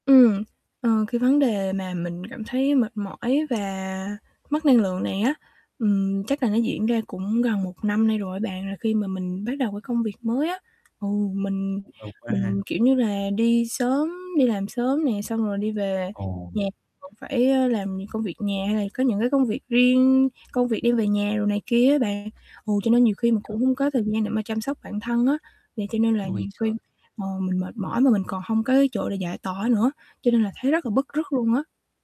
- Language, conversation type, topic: Vietnamese, advice, Vì sao tôi luôn cảm thấy mệt mỏi kéo dài và thiếu năng lượng?
- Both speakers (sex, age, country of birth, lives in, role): female, 20-24, Vietnam, Vietnam, user; male, 18-19, Vietnam, Vietnam, advisor
- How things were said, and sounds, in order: static; tapping; distorted speech; other background noise; unintelligible speech; unintelligible speech